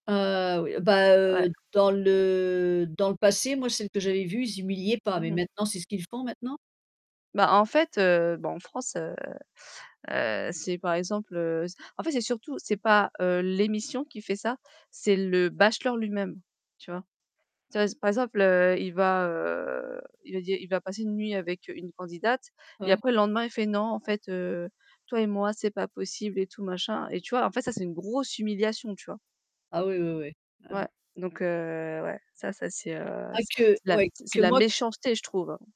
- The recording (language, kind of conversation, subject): French, unstructured, Que penses-tu des émissions de télé-réalité qui humilient leurs participants ?
- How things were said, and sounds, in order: static; drawn out: "le"; other background noise; distorted speech; stressed: "méchanceté"